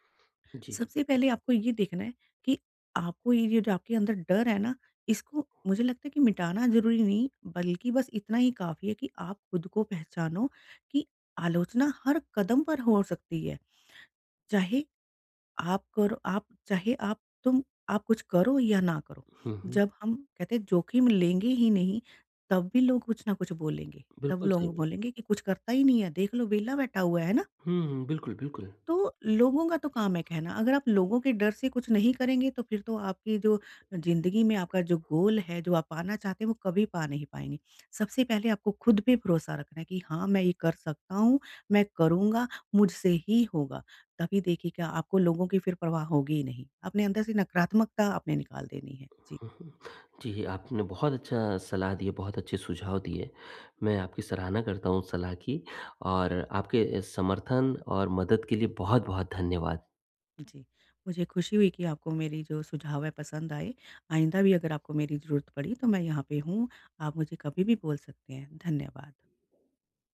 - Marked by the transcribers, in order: in English: "गोल"
- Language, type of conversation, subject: Hindi, advice, बाहरी आलोचना के डर से मैं जोखिम क्यों नहीं ले पाता?